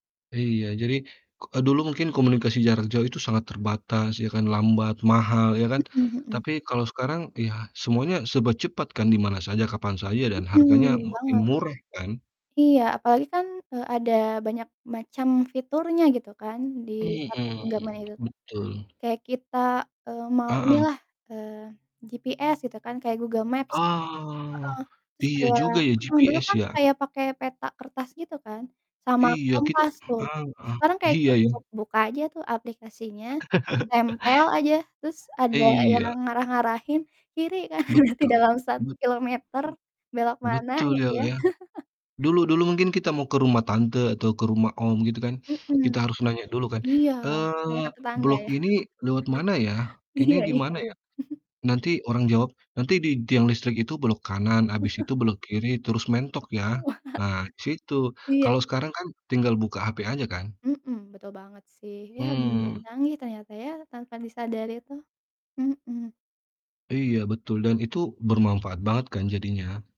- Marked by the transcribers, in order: distorted speech; tapping; drawn out: "Ah"; laugh; laughing while speaking: "kanan, nanti"; other noise; laugh; chuckle; laughing while speaking: "Iya iya"; chuckle; chuckle; laughing while speaking: "Wah"
- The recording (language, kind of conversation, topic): Indonesian, unstructured, Bagaimana sains membantu kehidupan sehari-hari kita?